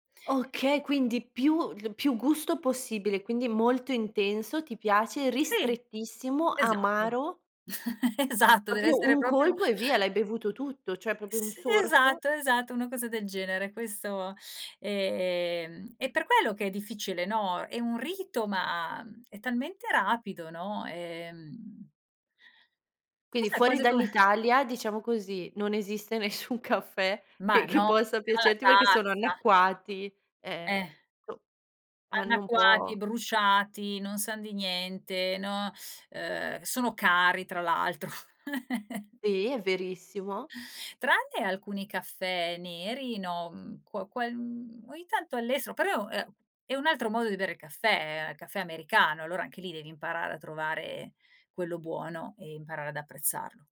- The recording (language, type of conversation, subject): Italian, podcast, Com’è da voi il rito del caffè al mattino?
- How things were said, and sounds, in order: chuckle; tapping; laughing while speaking: "nessun caffè"; stressed: "Ma no, dalla tazza"; unintelligible speech; laugh; other background noise